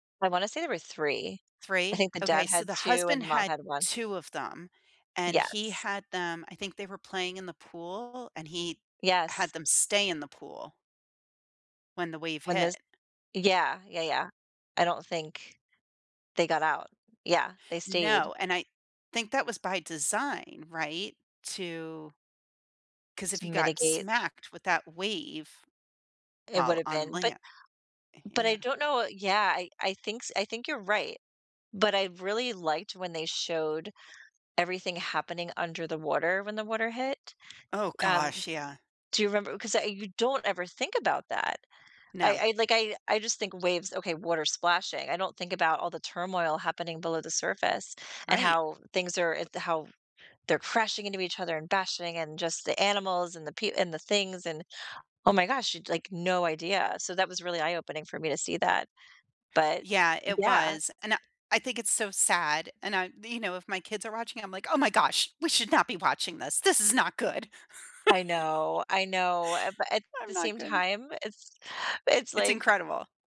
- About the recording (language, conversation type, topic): English, unstructured, What makes a movie memorable for you?
- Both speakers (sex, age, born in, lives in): female, 40-44, United States, United States; female, 50-54, United States, United States
- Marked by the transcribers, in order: tapping; other background noise; angry: "Oh my gosh, we should … is not good"; laugh